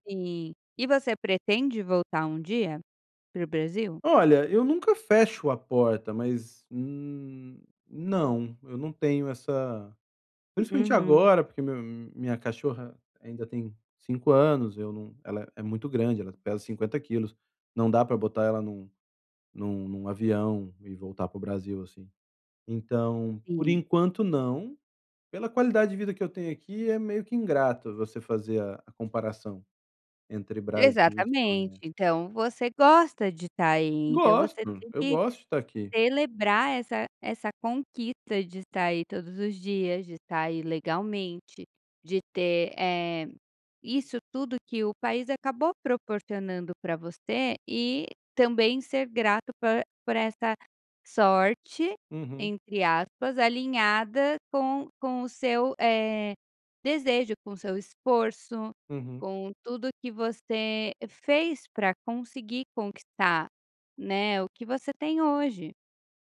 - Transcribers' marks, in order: none
- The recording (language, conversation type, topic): Portuguese, advice, Como posso celebrar pequenas conquistas pessoais quando tenho dificuldade em reconhecê-las e valorizá-las?